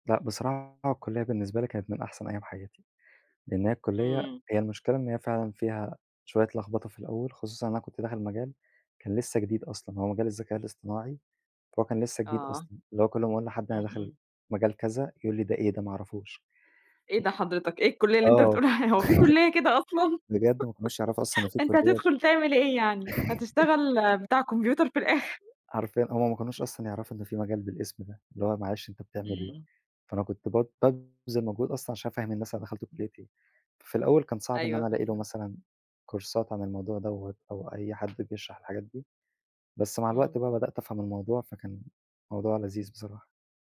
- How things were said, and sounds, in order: other background noise; laughing while speaking: "بتقول عليها"; chuckle; giggle; chuckle; laughing while speaking: "الآخر"
- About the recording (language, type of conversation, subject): Arabic, podcast, إزاي تتعامل مع خوفك من الفشل وإنت بتسعى للنجاح؟